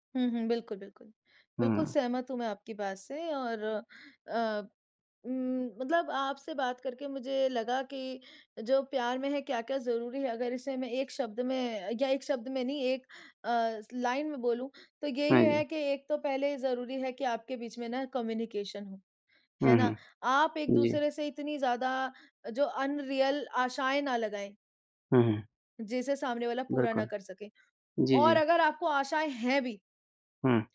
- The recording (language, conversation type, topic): Hindi, unstructured, प्यार में सबसे ज़रूरी बात क्या होती है?
- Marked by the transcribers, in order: in English: "कम्युनिकेशन"; in English: "अनरियल"